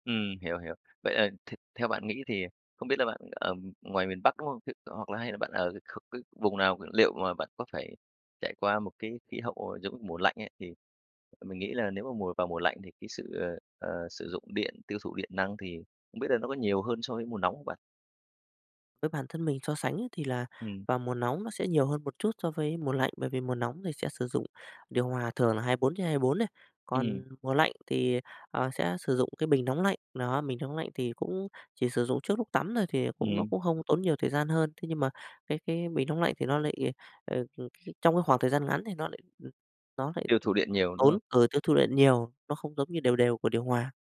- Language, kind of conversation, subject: Vietnamese, podcast, Bạn làm thế nào để giảm tiêu thụ điện trong nhà?
- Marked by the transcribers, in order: other noise; tapping; other background noise